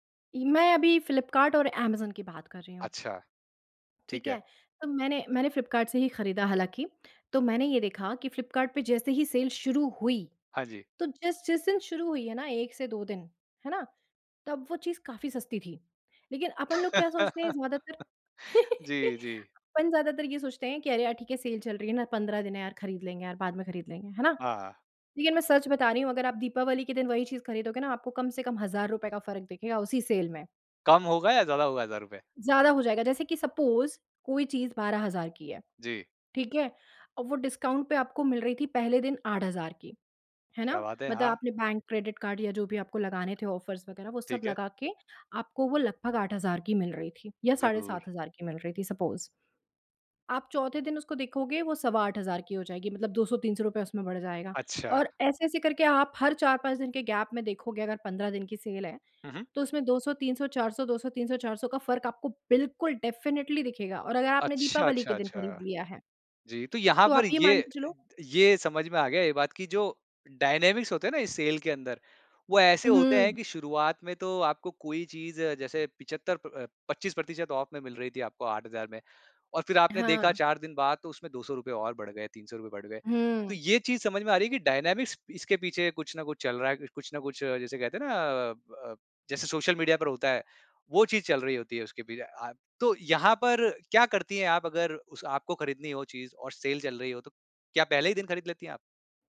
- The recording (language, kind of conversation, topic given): Hindi, podcast, ऑनलाइन खरीदारी का आपका सबसे यादगार अनुभव क्या रहा?
- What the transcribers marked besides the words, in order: laugh; chuckle; in English: "सपोज़"; in English: "डिस्काउंट"; in English: "ऑफर्स"; in English: "सपोज़"; tapping; in English: "गैप"; in English: "डेफिनिटली"; in English: "डायनामिक्स"; in English: "डायनामिक्स"